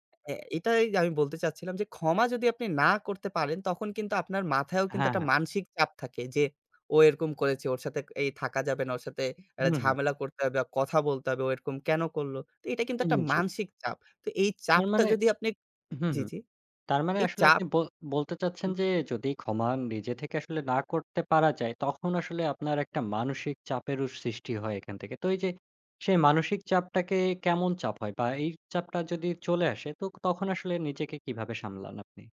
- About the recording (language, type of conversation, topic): Bengali, podcast, আপনি কীভাবে ক্ষমা চান বা কাউকে ক্ষমা করেন?
- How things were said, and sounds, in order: tapping; "একটা" said as "অ্যাটা"